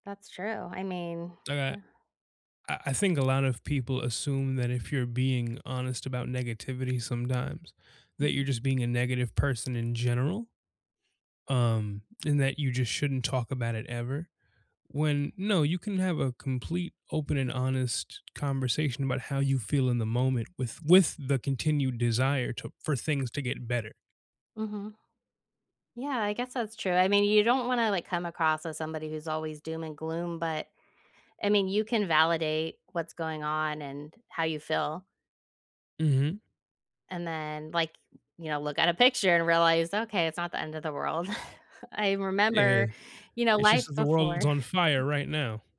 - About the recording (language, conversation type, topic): English, unstructured, How can focusing on happy memories help during tough times?
- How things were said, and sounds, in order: chuckle